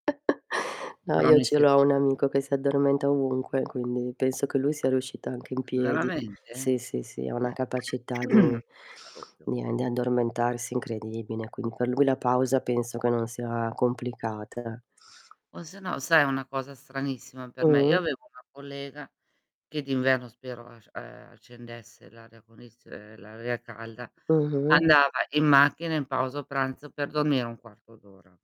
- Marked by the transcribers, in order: chuckle; other background noise; throat clearing; distorted speech; tapping
- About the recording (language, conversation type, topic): Italian, unstructured, In che modo le pause regolari possono aumentare la nostra produttività?